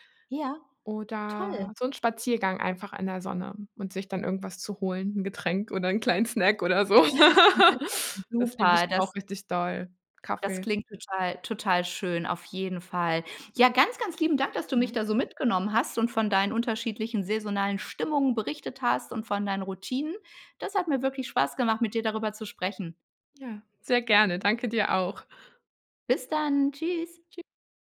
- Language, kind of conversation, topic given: German, podcast, Wie gehst du mit saisonalen Stimmungen um?
- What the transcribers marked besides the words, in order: laughing while speaking: "'n kleinen Snack oder so"; unintelligible speech; laugh